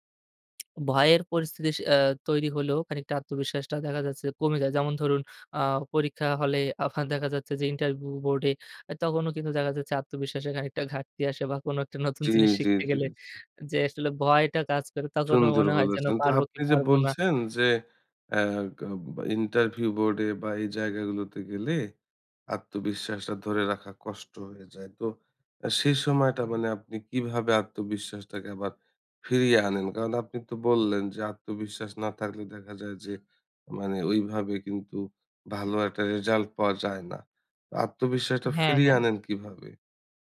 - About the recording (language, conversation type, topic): Bengali, podcast, আপনি আত্মবিশ্বাস হারানোর পর কীভাবে আবার আত্মবিশ্বাস ফিরে পেয়েছেন?
- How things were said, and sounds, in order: tapping; "পরিস্থিতি" said as "পরিস্থিতিস"; "ইন্টারভিউ" said as "ইন্টারভু"; laughing while speaking: "নতুন জিনিস শিখতে গেলে"